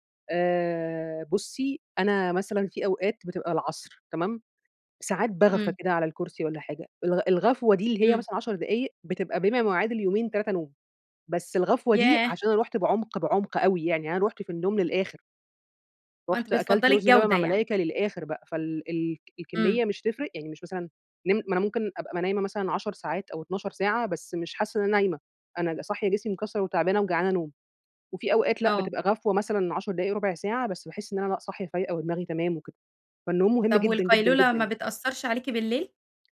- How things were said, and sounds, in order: tapping
- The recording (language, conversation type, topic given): Arabic, podcast, إيه طقوسك بالليل قبل النوم عشان تنام كويس؟